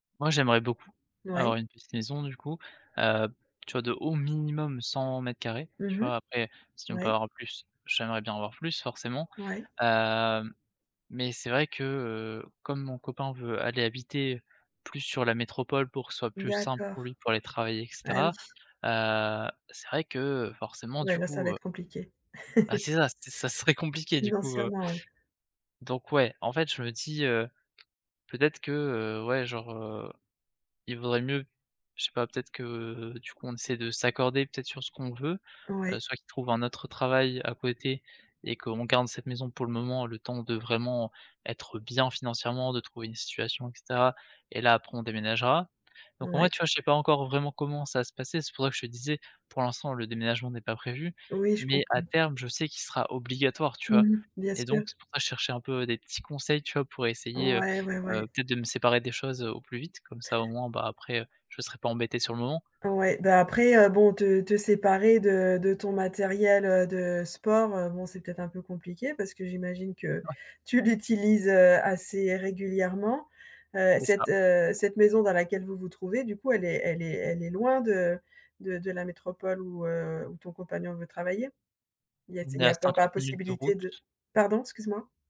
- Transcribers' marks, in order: chuckle
- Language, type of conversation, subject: French, advice, Comment gérer le stress intense lié à l’organisation et à la logistique d’un déménagement ?
- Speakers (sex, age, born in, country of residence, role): female, 55-59, France, France, advisor; male, 20-24, France, France, user